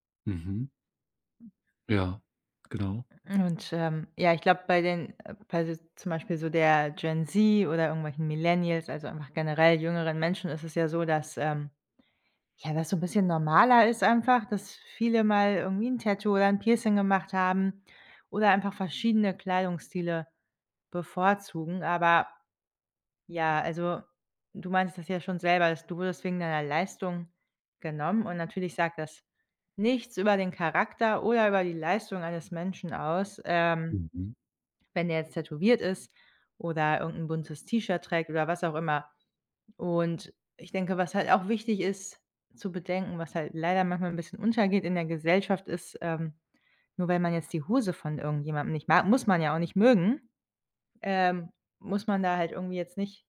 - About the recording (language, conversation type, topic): German, advice, Wie fühlst du dich, wenn du befürchtest, wegen deines Aussehens oder deines Kleidungsstils verurteilt zu werden?
- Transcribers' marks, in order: other background noise